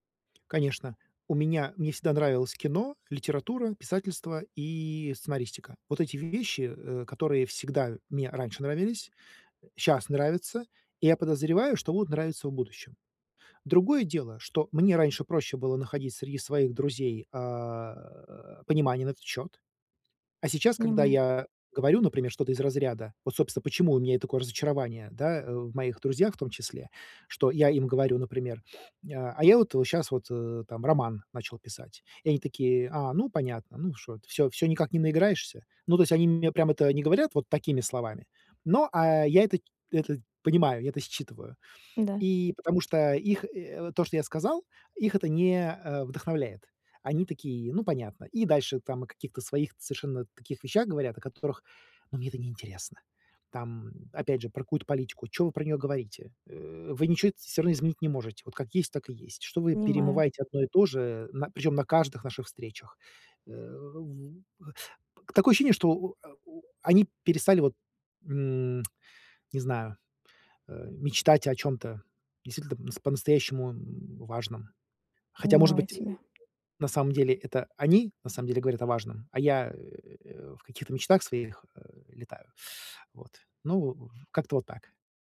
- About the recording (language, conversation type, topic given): Russian, advice, Как мне найти смысл жизни после расставания и утраты прежних планов?
- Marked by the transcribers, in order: tapping; sniff; tsk